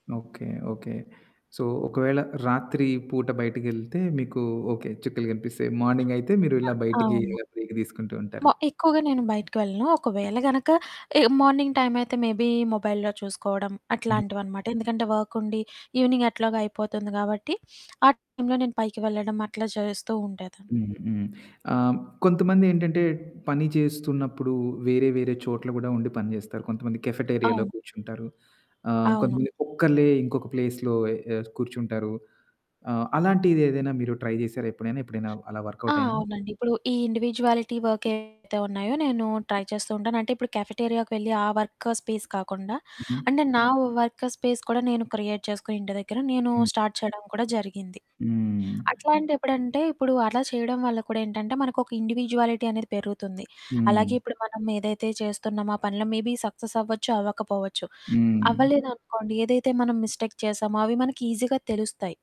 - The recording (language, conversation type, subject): Telugu, podcast, వాతావరణాన్ని మార్చుకుంటే సృజనాత్మకత మరింత ఉత్తేజితమవుతుందా?
- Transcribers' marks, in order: in English: "సో"; other background noise; in English: "మార్నింగ్"; in English: "మేబీ మొబైల్‌లో"; sniff; in English: "కెఫెటేరియాలో"; in English: "ప్లేస్‌లో"; in English: "ట్రై"; in English: "ఇండివిడ్యువాలిటీ"; static; in English: "ట్రై"; in English: "కెఫెటేరియాకి"; in English: "వర్క్ స్పేస్"; in English: "వర్క్ స్పేస్"; in English: "క్రియేట్"; in English: "స్టార్ట్"; in English: "ఇండివిడ్యువాలిటీ"; in English: "మేబీ"; in English: "మిస్టేక్"